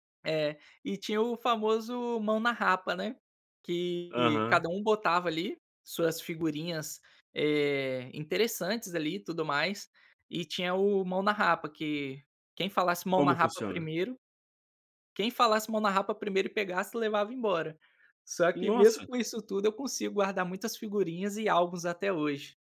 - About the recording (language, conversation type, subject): Portuguese, podcast, Que coleção de figurinhas ou cards você guardou como ouro?
- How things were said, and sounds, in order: none